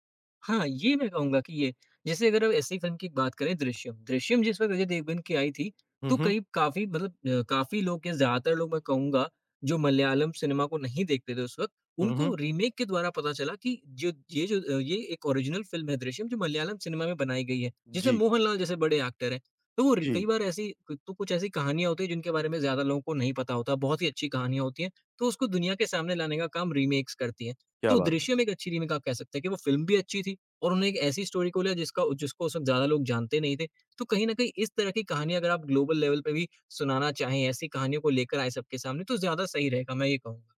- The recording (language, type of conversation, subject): Hindi, podcast, क्या रीमेक मूल कृति से बेहतर हो सकते हैं?
- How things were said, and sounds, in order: tapping; in English: "रीमेक"; in English: "ओरिजिनल"; in English: "एक्टर"; other background noise; in English: "रीमेक्स"; in English: "रीमेक"; in English: "स्टोरी"; in English: "ग्लोबल लेवल"